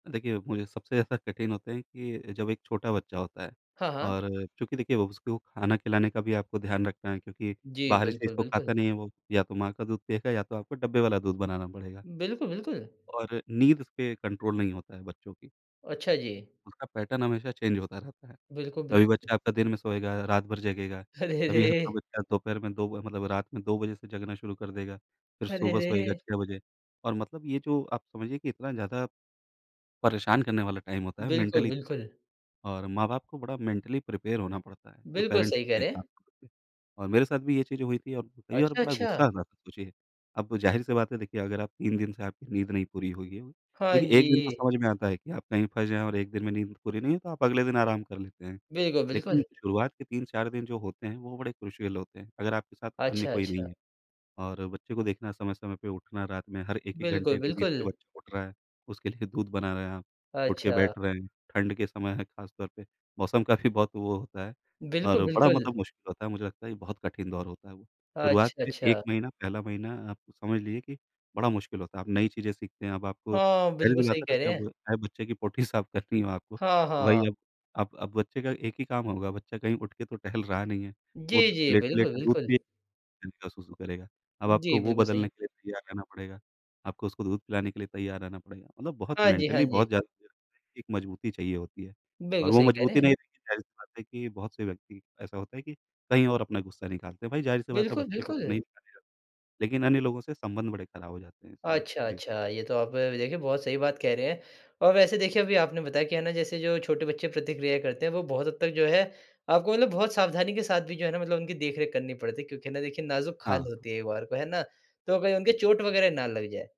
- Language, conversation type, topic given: Hindi, podcast, पहली बार माता-पिता बनने पर आपको सबसे बड़ा सबक क्या मिला?
- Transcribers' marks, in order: in English: "कंट्रोल"; in English: "पैटर्न"; in English: "चेंज"; joyful: "अरे रे"; in English: "टाइम"; in English: "मेंटली"; in English: "मेंटली प्रिपेयर"; in English: "पेरेंट्स"; in English: "क्रूशियल"; unintelligible speech; in English: "पोटी"; in English: "एंड"; in English: "मेंटली"